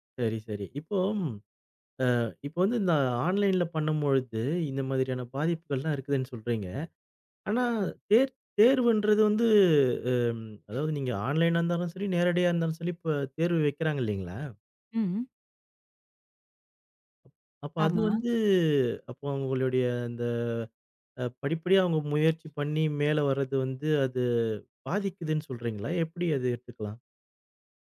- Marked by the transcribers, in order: in English: "ஆன்லைன்ல"; other noise; in English: "ஆன்லைனா"; tapping
- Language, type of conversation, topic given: Tamil, podcast, நீங்கள் இணைய வழிப் பாடங்களையா அல்லது நேரடி வகுப்புகளையா அதிகம் விரும்புகிறீர்கள்?